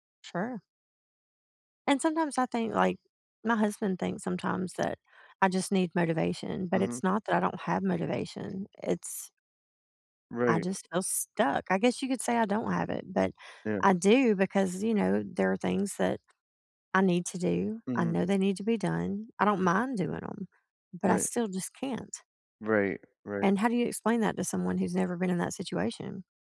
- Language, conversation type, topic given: English, unstructured, How can I respond when people judge me for anxiety or depression?
- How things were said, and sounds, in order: none